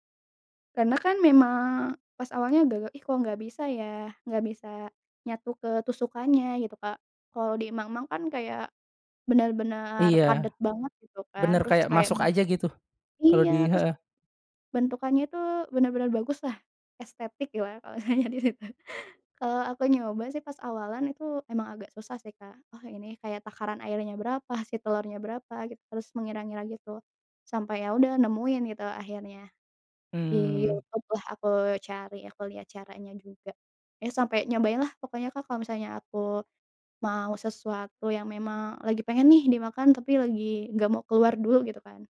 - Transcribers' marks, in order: tapping; laughing while speaking: "kalau misalnya di situ"
- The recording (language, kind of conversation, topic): Indonesian, podcast, Apa makanan kaki lima favoritmu, dan kenapa kamu menyukainya?